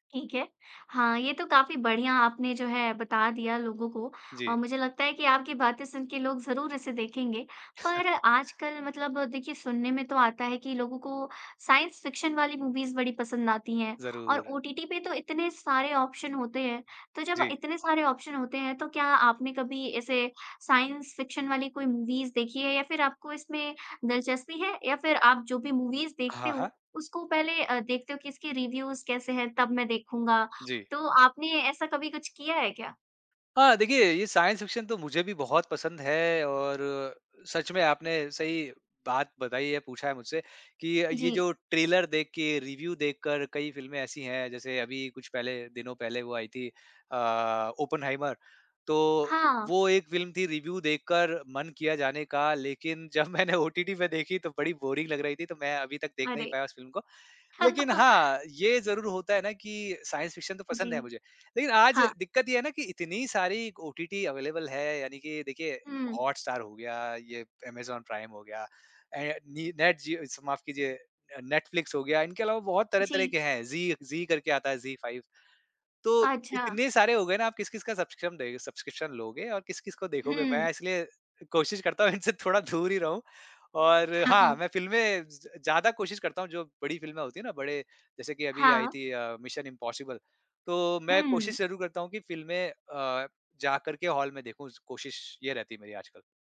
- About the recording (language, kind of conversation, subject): Hindi, podcast, ओटीटी पर आप क्या देखना पसंद करते हैं और उसे कैसे चुनते हैं?
- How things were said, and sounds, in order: chuckle; in English: "साइंस फ़िक्शन"; in English: "मूवीज़"; in English: "ऑप्शन"; in English: "ऑप्शन"; in English: "साइंस फ़िक्शन"; in English: "मूवीज़"; in English: "मूवीज़"; in English: "रिव्यूज़"; in English: "साइंस फ़िक्शन"; tapping; in English: "रिव्यू"; in English: "रिव्यू"; laughing while speaking: "जब मैंने"; in English: "बोरिंग"; chuckle; in English: "साइंस फ़िक्शन"; in English: "अवेलेबल"; in English: "सब्सक्रिप्शन"; laughing while speaking: "इनसे थोड़ा दूर ही रहूँ"